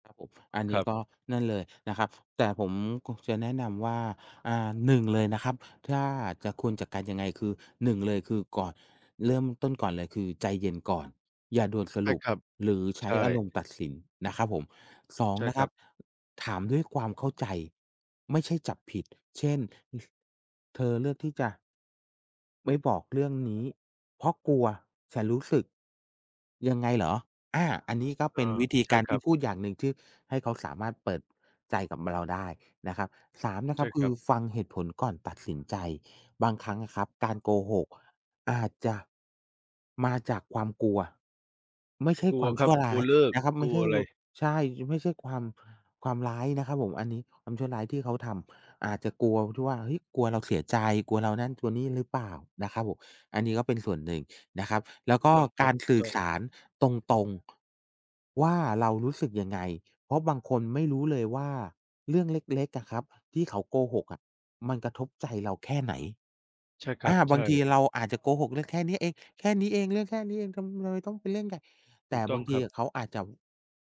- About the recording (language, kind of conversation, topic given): Thai, unstructured, คุณคิดว่าการโกหกในความสัมพันธ์ควรมองว่าเป็นเรื่องใหญ่ไหม?
- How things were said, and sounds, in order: other background noise